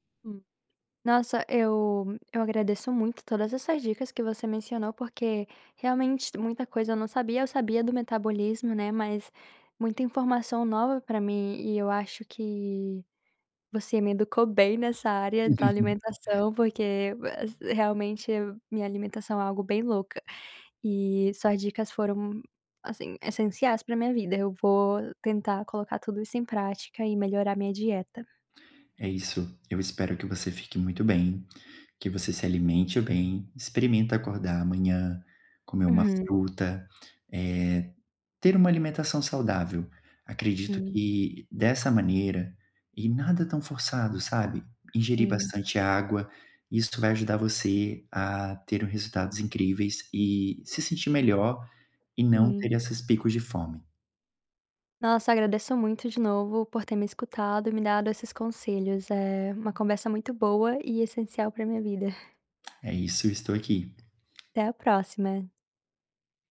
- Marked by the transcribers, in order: tapping; chuckle; other background noise; chuckle
- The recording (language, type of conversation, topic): Portuguese, advice, Como posso saber se a fome que sinto é emocional ou física?
- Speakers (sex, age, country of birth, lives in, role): female, 20-24, Brazil, United States, user; male, 30-34, Brazil, Portugal, advisor